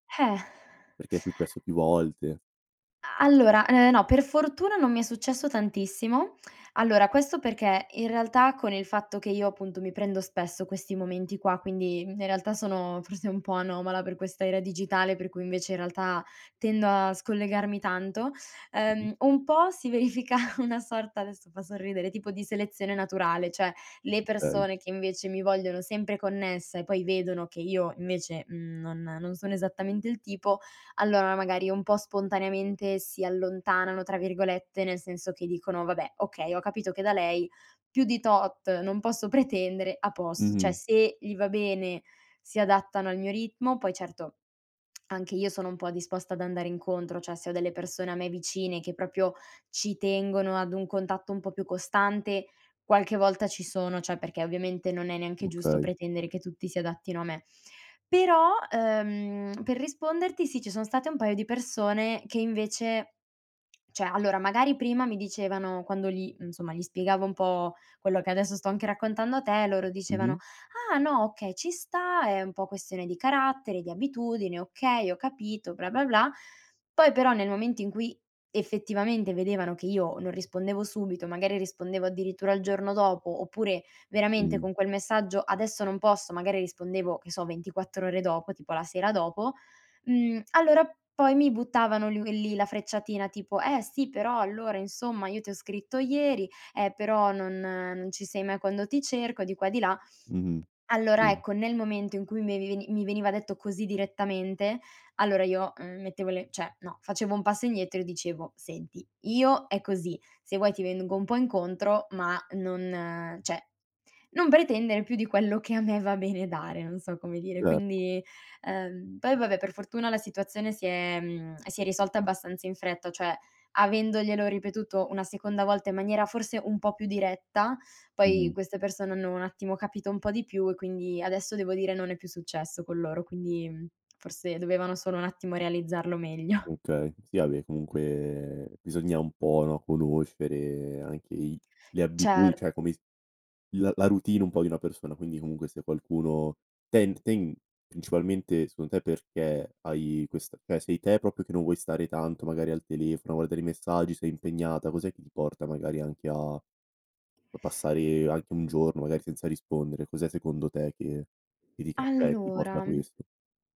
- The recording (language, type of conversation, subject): Italian, podcast, Come stabilisci i confini per proteggere il tuo tempo?
- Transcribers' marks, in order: sigh; laughing while speaking: "verifica"; "Cioè" said as "ceh"; "proprio" said as "propio"; "cioè" said as "ceh"; "cioè" said as "ceh"; "effettivamente" said as "effettivamende"; unintelligible speech; tapping; "cioè" said as "ceh"; "cioè" said as "ceh"; laughing while speaking: "meglio"; "cioè" said as "ceh"; "cioè" said as "ceh"; "proprio" said as "propio"